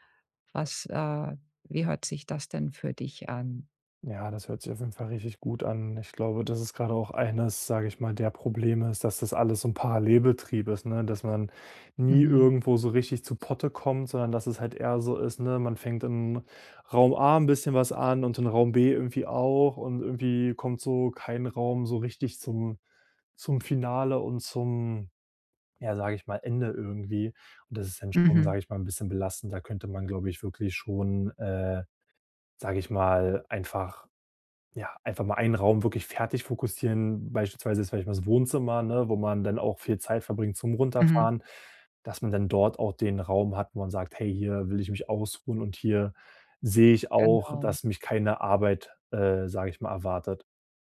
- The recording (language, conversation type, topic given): German, advice, Wie kann ich Ruhe finden, ohne mich schuldig zu fühlen, wenn ich weniger leiste?
- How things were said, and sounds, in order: none